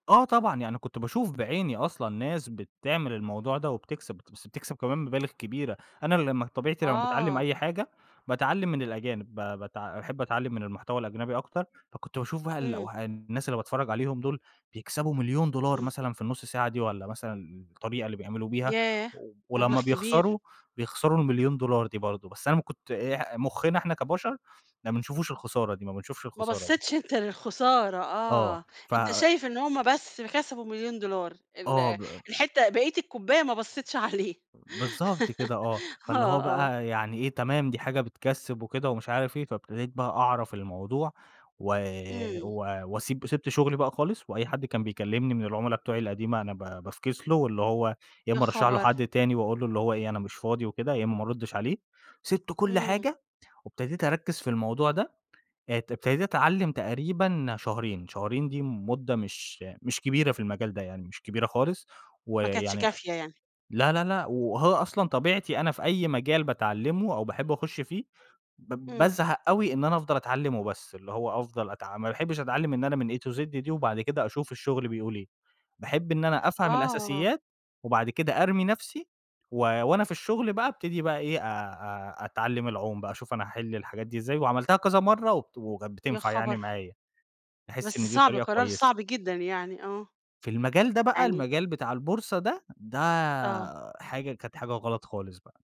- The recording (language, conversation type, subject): Arabic, podcast, إيه أهم درس اتعلمته من فشل كبير؟
- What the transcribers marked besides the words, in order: tapping; laughing while speaking: "عليه"; laugh; horn; in English: "A to Z"